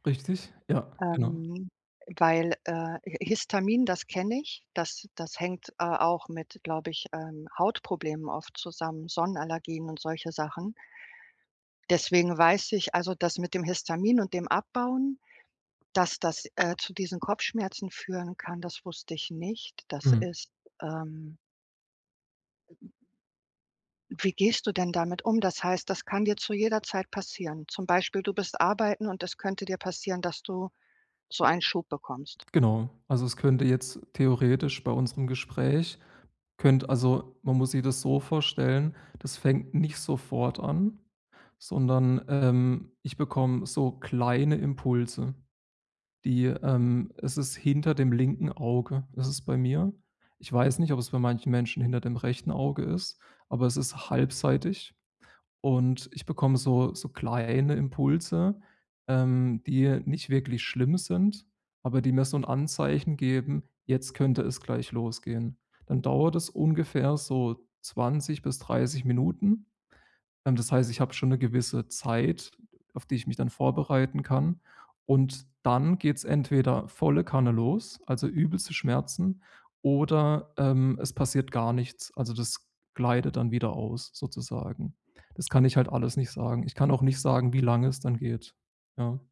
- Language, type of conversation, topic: German, advice, Wie kann ich besser mit Schmerzen und ständiger Erschöpfung umgehen?
- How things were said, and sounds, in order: other background noise